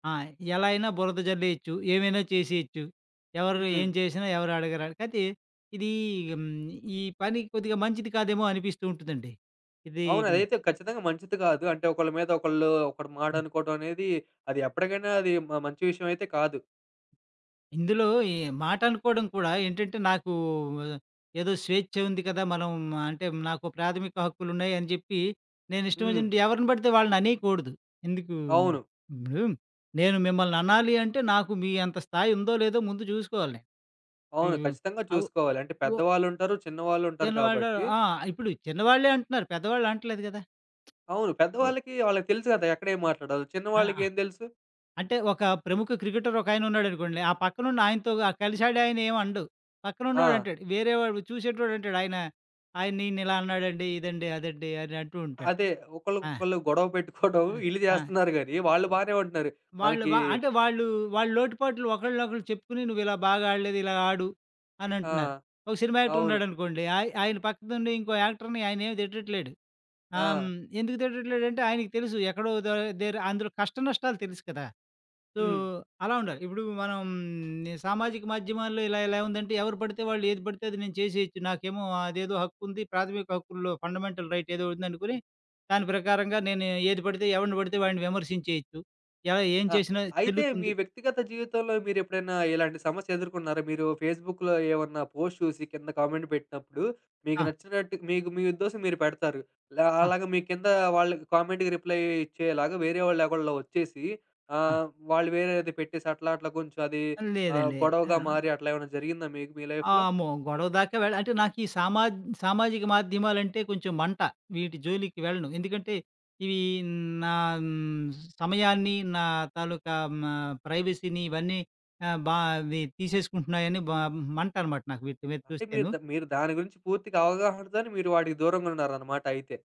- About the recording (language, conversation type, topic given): Telugu, podcast, సామాజిక మాధ్యమాల్లో మీ పనిని సమర్థంగా ఎలా ప్రదర్శించాలి?
- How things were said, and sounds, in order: other background noise; in English: "క్రికెటర్"; giggle; in English: "యాక్టర్"; in English: "యాక్టర్‌ని"; in English: "సో"; in English: "ఫండమెంటల్ రైట్"; in English: "ఫేస్‌బుక్‌లో"; in English: "పోస్ట్"; in English: "కామెంట్"; in English: "కామెంట్‌కి రిప్లై"; in English: "లైఫ్‌లో?"; in English: "ప్రైవసీని"